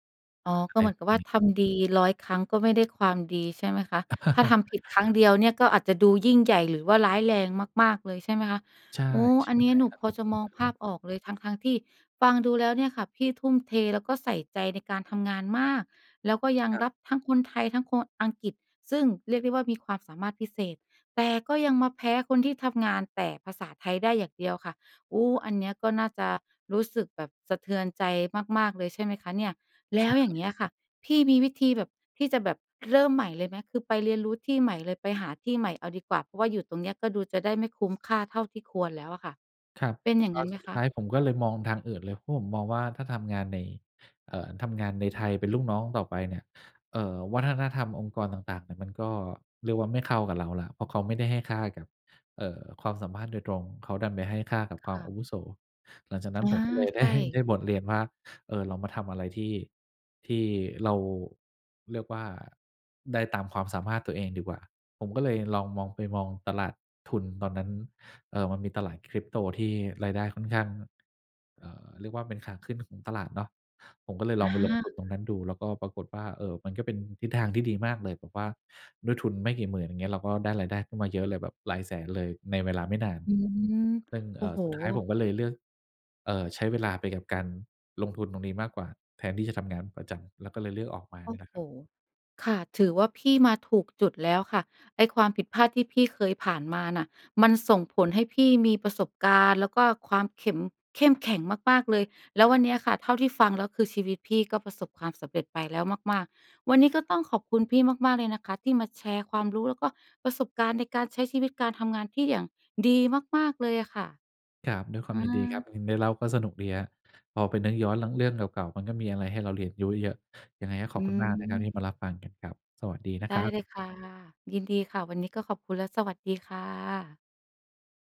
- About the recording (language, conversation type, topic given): Thai, podcast, เล่าเหตุการณ์ที่คุณได้เรียนรู้จากความผิดพลาดให้ฟังหน่อยได้ไหม?
- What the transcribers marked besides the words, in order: chuckle; laughing while speaking: "ได้"; other background noise; "รู้" said as "ยู้"